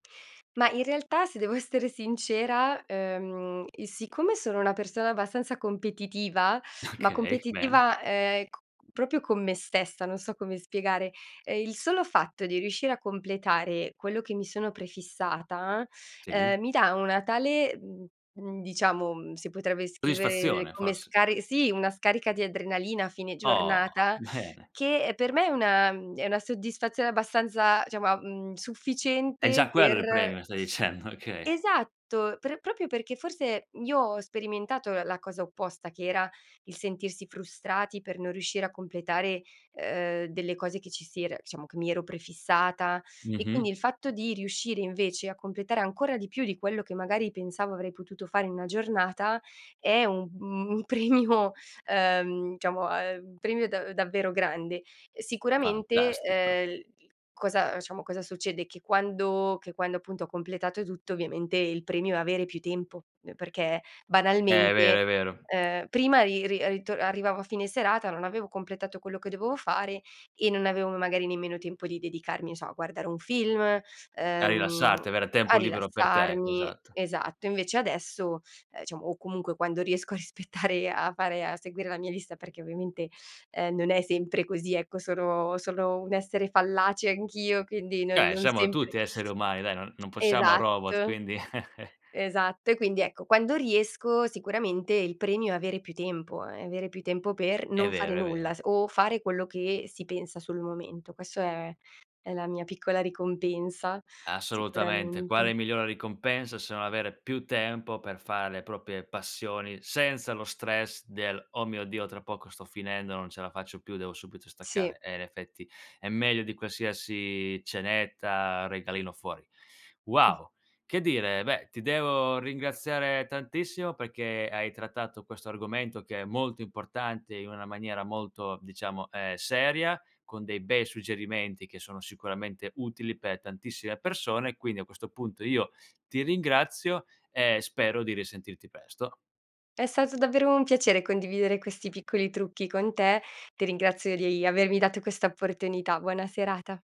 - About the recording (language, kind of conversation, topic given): Italian, podcast, Che strategie usi per combattere la procrastinazione?
- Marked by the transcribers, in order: laughing while speaking: "Okay"; laughing while speaking: "bene"; "diciamo" said as "ciamo"; laughing while speaking: "stai dicendo"; "diciamo" said as "ciamo"; "diciamo" said as "ciamo"; "diciamo" said as "ciamo"; giggle